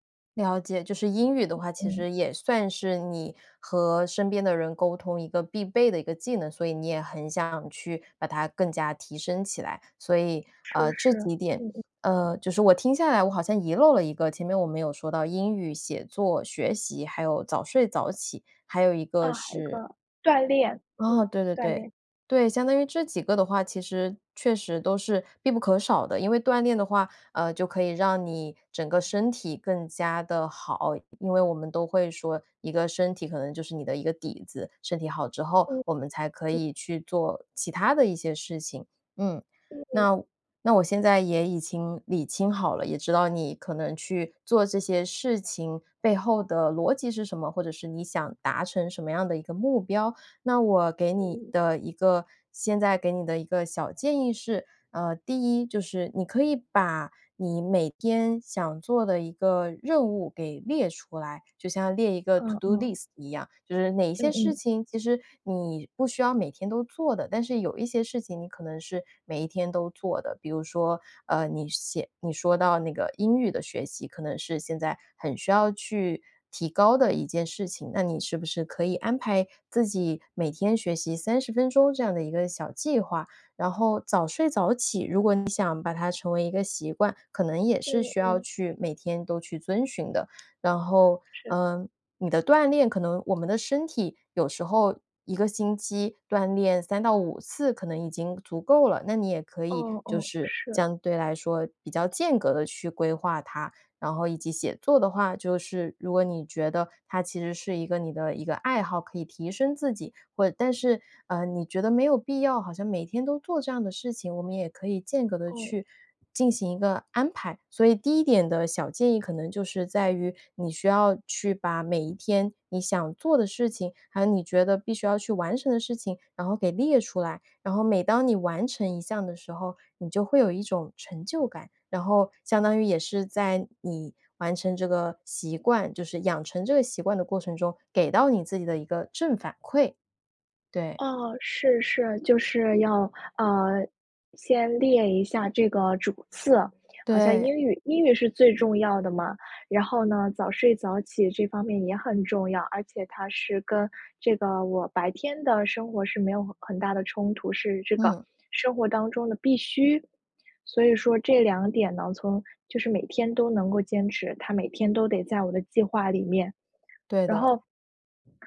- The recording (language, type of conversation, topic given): Chinese, advice, 为什么我想同时养成多个好习惯却总是失败？
- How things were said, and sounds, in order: other noise; other background noise; "已经" said as "已清"; in English: "to do list"